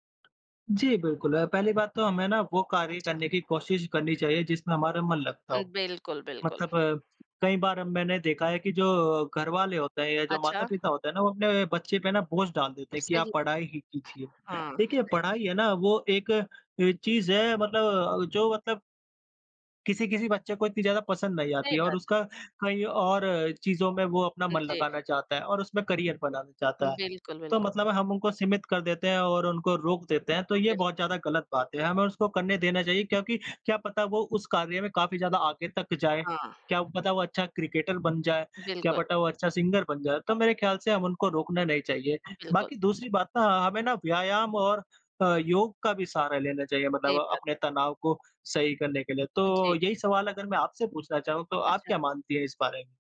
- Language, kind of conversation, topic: Hindi, unstructured, आपकी ज़िंदगी में कौन-सी छोटी-छोटी बातें आपको खुशी देती हैं?
- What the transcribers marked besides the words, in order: tapping; in English: "करियर"; in English: "सिंगर"